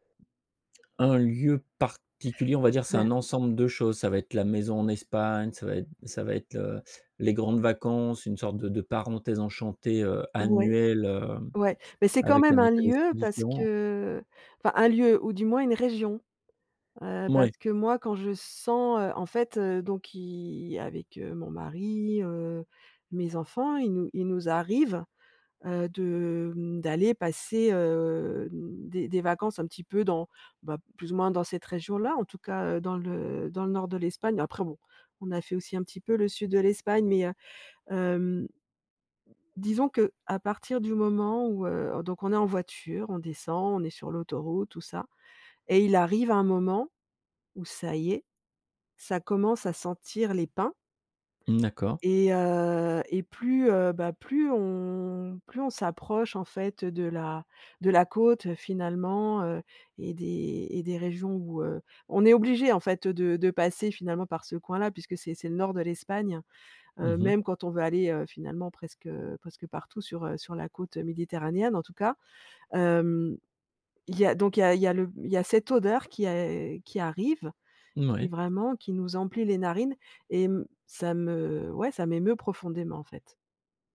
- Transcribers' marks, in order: none
- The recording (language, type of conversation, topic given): French, podcast, Quel parfum ou quelle odeur te ramène instantanément en enfance ?